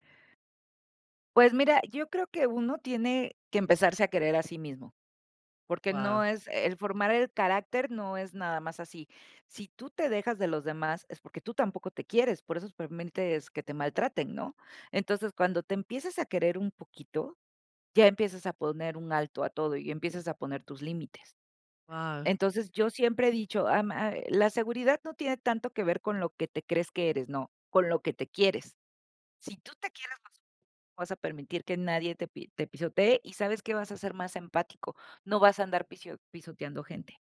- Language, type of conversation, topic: Spanish, podcast, ¿Cómo lidias con decisiones irreversibles?
- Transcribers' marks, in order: other background noise